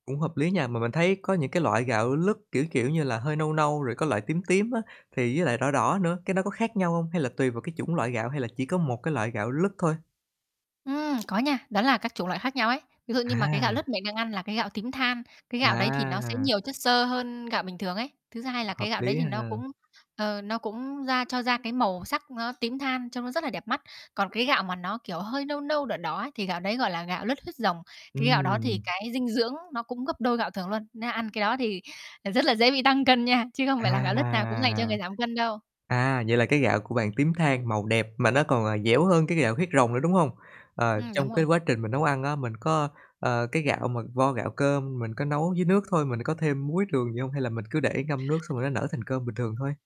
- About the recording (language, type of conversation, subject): Vietnamese, podcast, Bạn thường nấu món gì ở nhà?
- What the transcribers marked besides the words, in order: other background noise; static